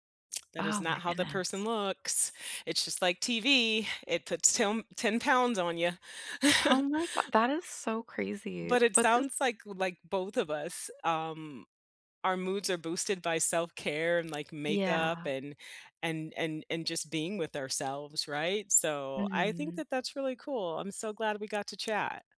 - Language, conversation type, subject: English, unstructured, What small daily habits can boost your mood and energy?
- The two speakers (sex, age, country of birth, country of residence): female, 30-34, United States, United States; female, 50-54, United States, United States
- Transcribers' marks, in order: chuckle